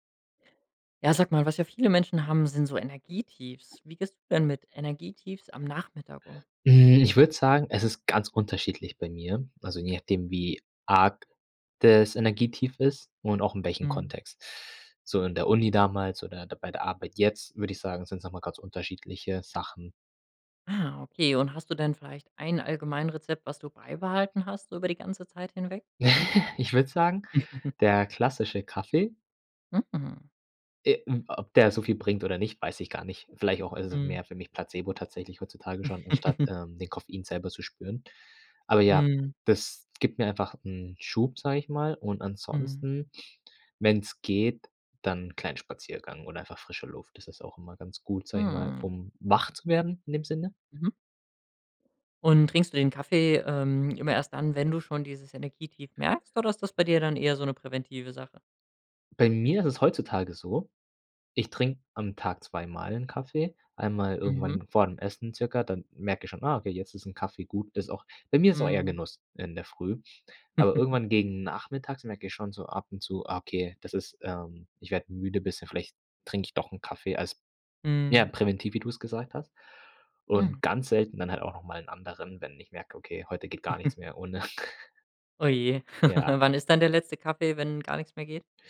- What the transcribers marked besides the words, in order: other background noise; chuckle; chuckle; chuckle; chuckle; chuckle
- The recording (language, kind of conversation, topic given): German, podcast, Wie gehst du mit Energietiefs am Nachmittag um?